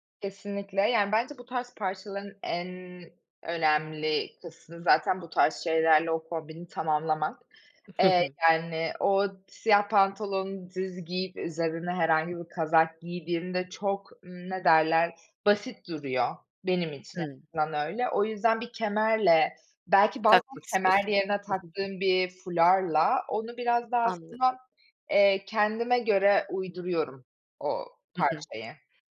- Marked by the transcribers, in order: chuckle; other background noise; unintelligible speech
- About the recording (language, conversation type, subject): Turkish, podcast, Gardırobunuzda vazgeçemediğiniz parça hangisi ve neden?